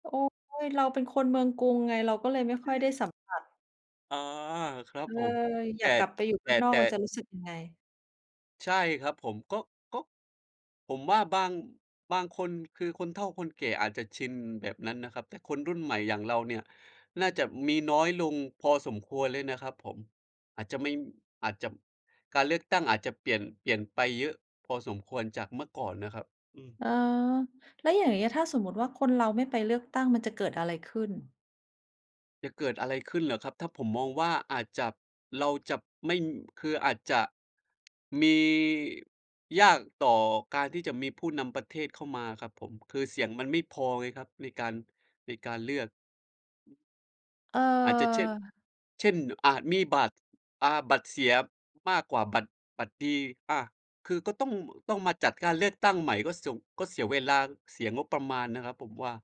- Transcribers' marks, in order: tapping; "เช่น" said as "เช่ด"; other background noise; "เวลา" said as "เวลาง"
- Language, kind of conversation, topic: Thai, unstructured, คุณคิดว่าการเลือกตั้งมีความสำคัญแค่ไหนต่อประเทศ?